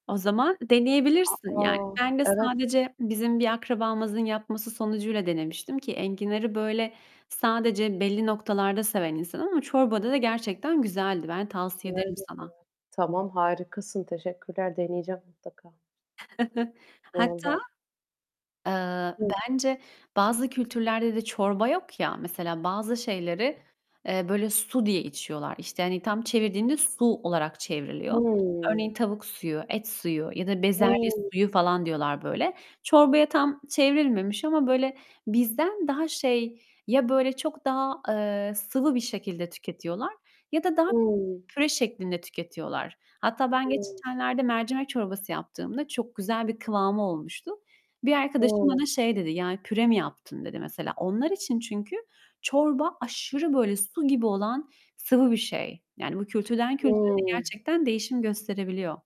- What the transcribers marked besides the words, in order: tapping; unintelligible speech; distorted speech; chuckle; other background noise
- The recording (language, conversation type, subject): Turkish, unstructured, En sevdiğiniz çorba hangisi ve neden?
- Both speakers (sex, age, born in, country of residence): female, 25-29, Turkey, Italy; female, 30-34, Turkey, Netherlands